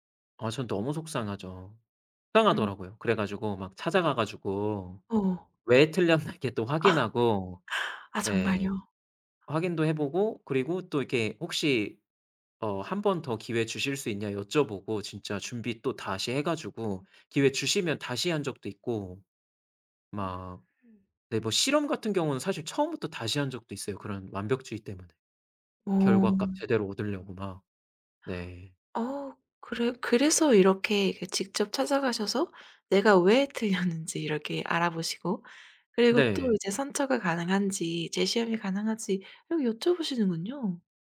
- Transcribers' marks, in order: laughing while speaking: "틀렸나"; laugh; laughing while speaking: "틀렸는지"
- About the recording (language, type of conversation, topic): Korean, advice, 완벽주의 때문에 작은 실수에도 과도하게 자책할 때 어떻게 하면 좋을까요?